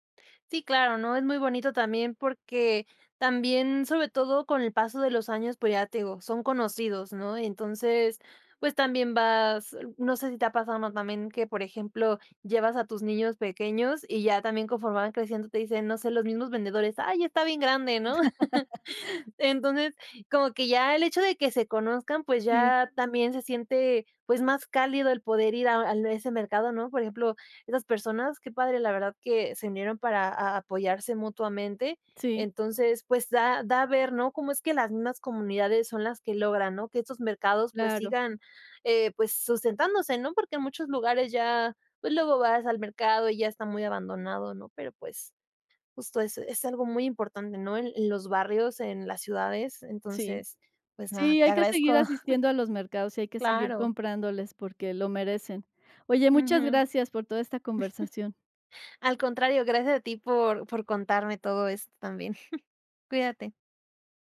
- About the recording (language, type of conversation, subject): Spanish, podcast, ¿Qué papel juegan los mercados locales en una vida simple y natural?
- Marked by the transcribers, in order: chuckle; chuckle; chuckle; chuckle